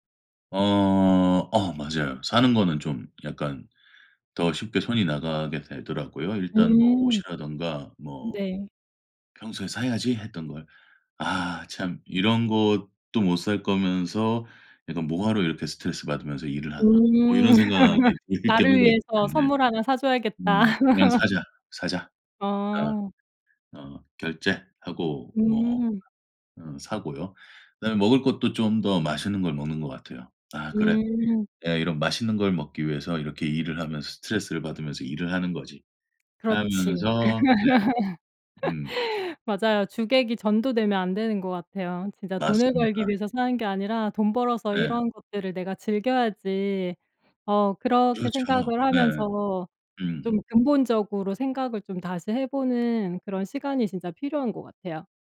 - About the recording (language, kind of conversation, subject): Korean, podcast, 스트레스를 받을 때는 보통 어떻게 푸시나요?
- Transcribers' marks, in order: laugh; other background noise; laugh; laugh